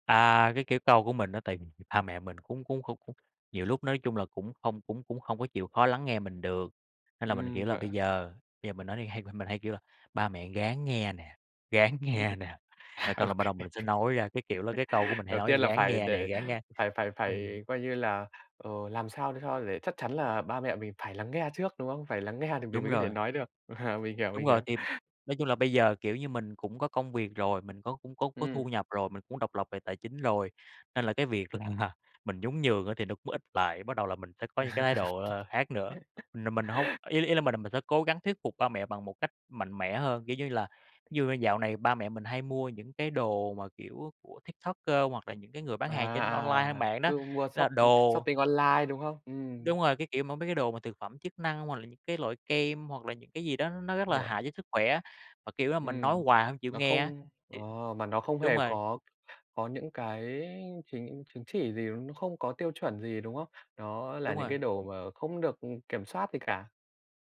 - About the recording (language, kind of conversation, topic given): Vietnamese, podcast, Bạn đã vượt qua sự phản đối từ người thân như thế nào khi quyết định thay đổi?
- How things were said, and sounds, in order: laughing while speaking: "ráng nghe nè"; laughing while speaking: "ô kê"; laugh; tapping; laughing while speaking: "nghe"; laughing while speaking: "À"; laughing while speaking: "là"; laugh